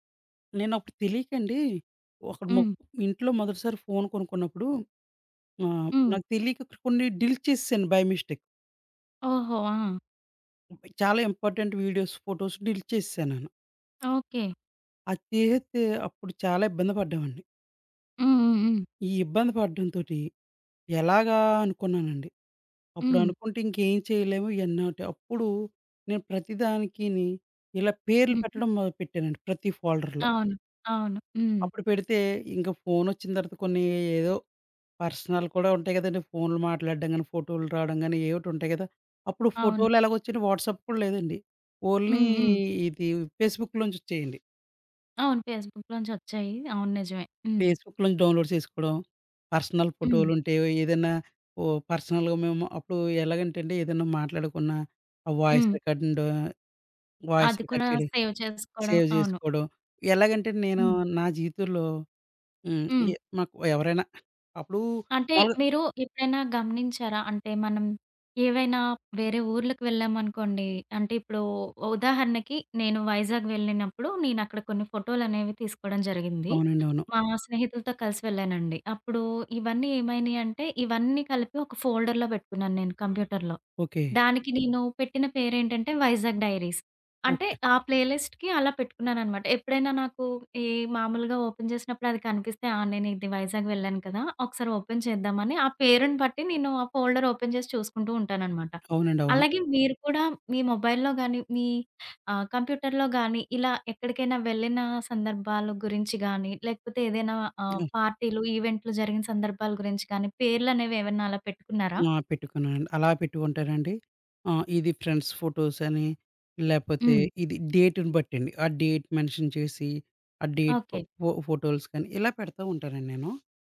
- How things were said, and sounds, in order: in English: "డీలిట్"; in English: "బై మిస్టేక్"; in English: "ఇంపార్టెంట్ వీడియోస్, ఫోటోస్ డిలీట్"; tapping; in English: "ఫోల్డర్‌లో"; in English: "పర్సనల్"; in English: "వాట్సాప్"; in English: "ఓన్లీ"; in English: "ఫేస్‌బుక్‌లోంచొచ్చేయండి"; other background noise; in English: "ఫేస్‌బుక్‌లో"; in English: "డౌన్‌లోడ్"; in English: "పర్సనల్"; in English: "పర్సనల్‌గా"; in English: "వాయిస్ రికార్డింగ్"; in English: "సేవ్"; in English: "వాయిస్ రికార్డ్"; in English: "సేవ్"; in English: "ఫోల్డర్‌లో"; in English: "కంప్యూటర్‌లో"; in English: "డైరీస్"; in English: "ప్లే లిస్ట్‌కి"; in English: "ఓపెన్"; in English: "ఓపెన్"; in English: "ఫోల్డర్‌లో ఓపెన్"; in English: "మొబైల్‌లో"; in English: "కంప్యూటర్‌లో"; in English: "ఫ్రెండ్స్"; in English: "డేట్‌ని"; in English: "డేట్ మెన్షన్"; in English: "డేట్"; in English: "ఫోటోస్‌కని"
- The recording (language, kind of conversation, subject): Telugu, podcast, ప్లేలిస్టుకు పేరు పెట్టేటప్పుడు మీరు ఏ పద్ధతిని అనుసరిస్తారు?